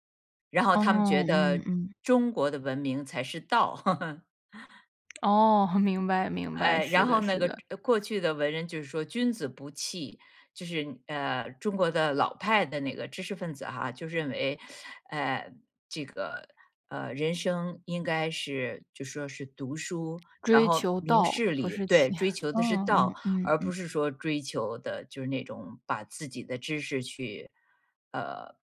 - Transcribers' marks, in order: laugh; chuckle; chuckle
- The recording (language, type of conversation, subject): Chinese, podcast, 你觉得有什么事情值得你用一生去拼搏吗？